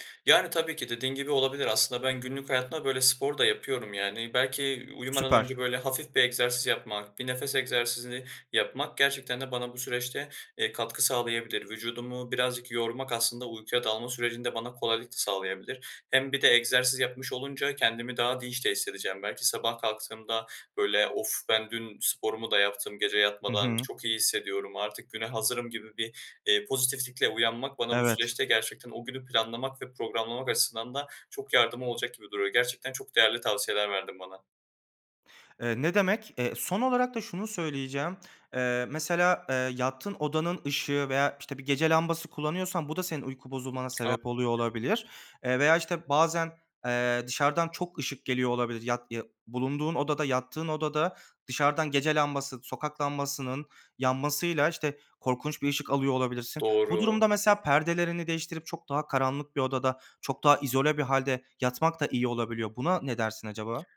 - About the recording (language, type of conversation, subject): Turkish, advice, Gece ekran kullanımı uykumu nasıl bozuyor ve bunu nasıl düzeltebilirim?
- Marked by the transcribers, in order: tapping; other background noise